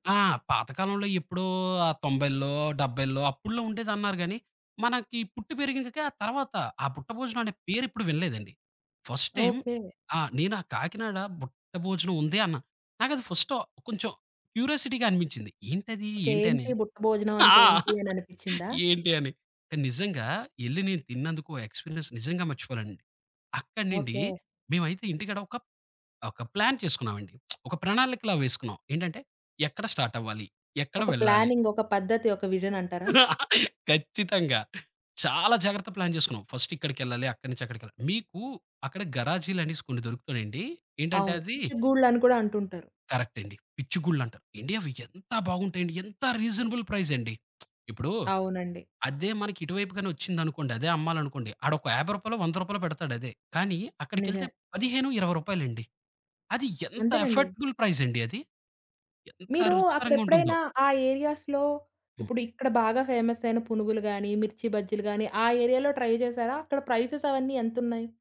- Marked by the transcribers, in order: in English: "ఫస్ట్ టైమ్"; in English: "క్యూరోసిటీగా"; chuckle; in English: "ఎక్స్‌పీరియన్స్"; in English: "ప్లాన్"; lip smack; in English: "స్టార్ట్"; in English: "ప్లానింగ్"; in English: "విజన్"; laugh; in English: "ప్లాన్"; in English: "కరెక్ట్"; in English: "రీజనబుల్ ప్రైజ్"; lip smack; in English: "ఏరియాస్‌లో"; in English: "ఏరియాలో ట్రై"
- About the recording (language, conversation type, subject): Telugu, podcast, స్థానిక ఆహారం తింటూ మీరు తెలుసుకున్న ముఖ్యమైన పాఠం ఏమిటి?